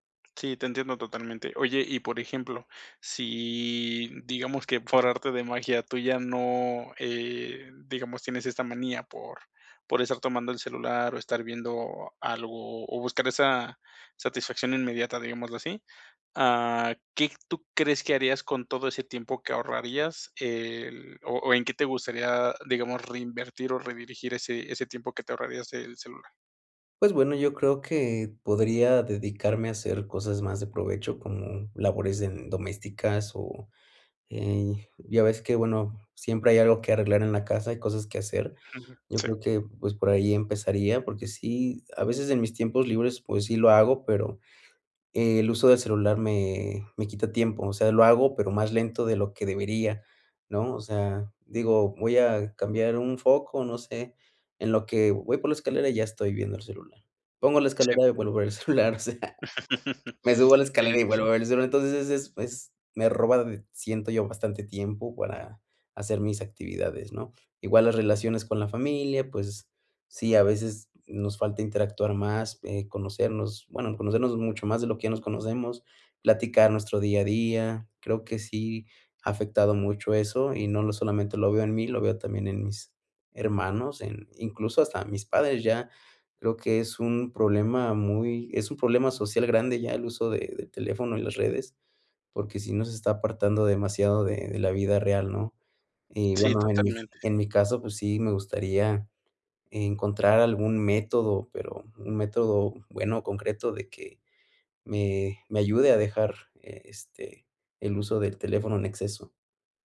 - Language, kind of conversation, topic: Spanish, advice, ¿Cómo puedo reducir el uso del teléfono y de las redes sociales para estar más presente?
- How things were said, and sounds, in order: drawn out: "si"; laugh; laughing while speaking: "o sea"